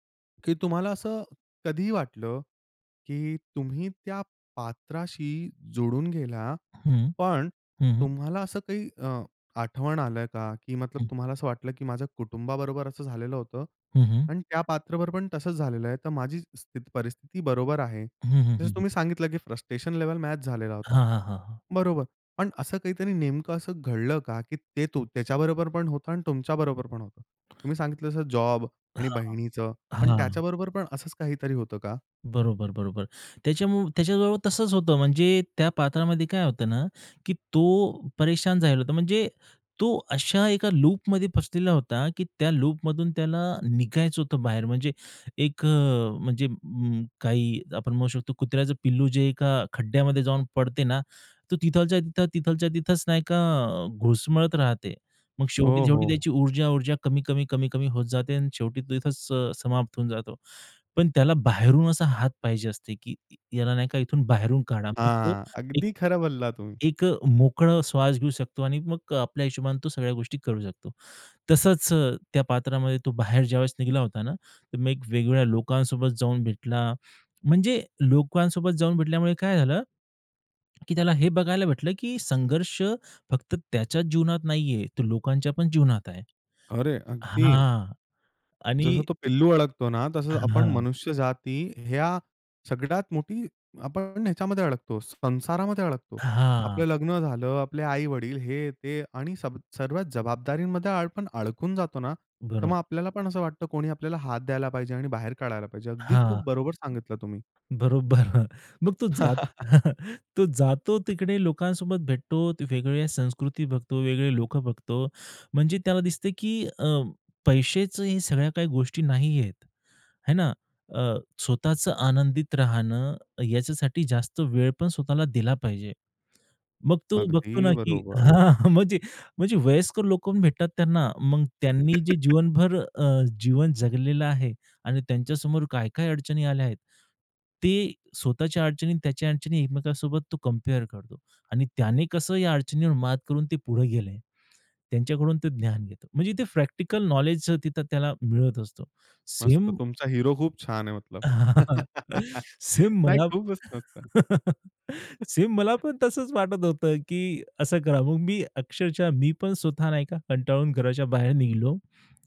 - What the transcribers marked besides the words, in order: tapping; in English: "फ्रस्ट्रेशन लेव्हल मॅच"; other noise; "तिथल्या" said as "तिथलच्या"; "तिथल्या" said as "तिथलच्या"; drawn out: "हां"; "सर्व" said as "सर्व्या"; chuckle; chuckle; laugh; chuckle; laugh
- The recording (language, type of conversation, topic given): Marathi, podcast, तू वेगवेगळ्या परिस्थितींनुसार स्वतःला वेगवेगळ्या भूमिकांमध्ये बसवतोस का?